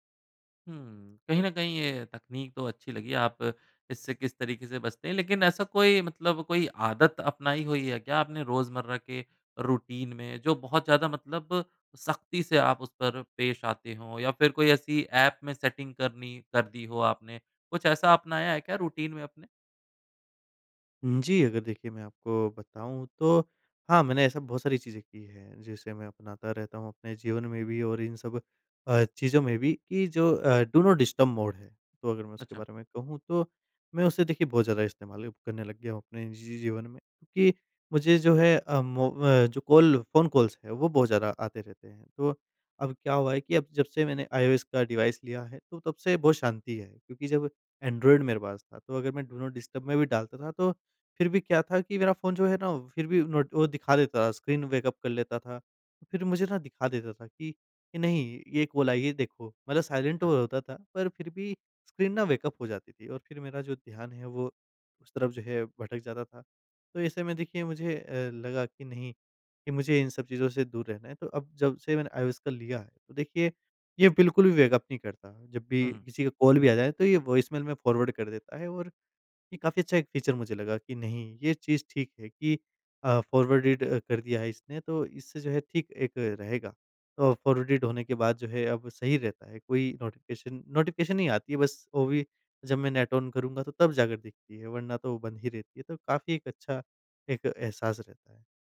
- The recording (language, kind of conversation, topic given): Hindi, podcast, फोन और नोटिफिकेशन से ध्यान भटकने से आप कैसे बचते हैं?
- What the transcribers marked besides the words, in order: in English: "रूटीन"; in English: "रूटीन"; in English: "डू नॉट डिस्टर्ब मोड"; in English: "डिवाइस"; in English: "डू नॉट डिस्टर्ब"; in English: "वेकअप"; in English: "फ़ॉरवर्ड"; in English: "फ़ीचर"; in English: "फ़ॉरवर्डेड"; in English: "फ़ॉरवर्डेड"; in English: "नोटिफ़िकेशन, नोटिफ़िकेशन"; in English: "ऑन"